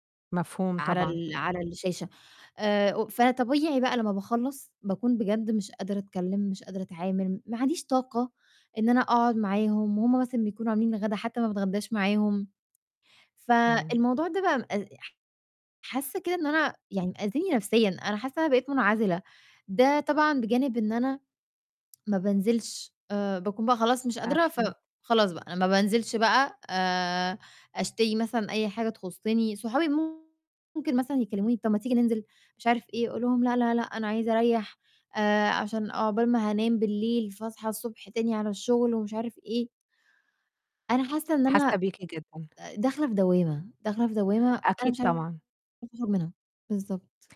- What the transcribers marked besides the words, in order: other background noise; tapping; distorted speech
- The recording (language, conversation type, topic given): Arabic, advice, إزاي أقدر أوازن بين وقت الشغل ووقت العيلة والتزاماتى الشخصية؟